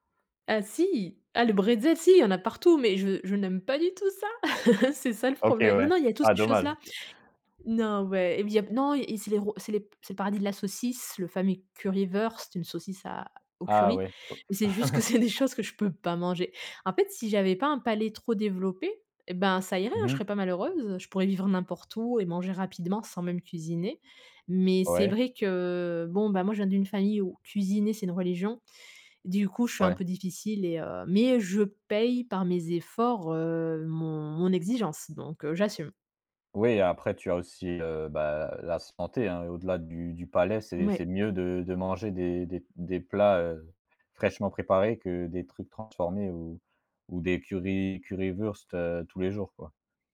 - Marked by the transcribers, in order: chuckle; other background noise; laughing while speaking: "que c'est des choses"; chuckle; stressed: "exigence"
- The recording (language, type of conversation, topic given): French, podcast, Comment t’organises-tu pour cuisiner quand tu as peu de temps ?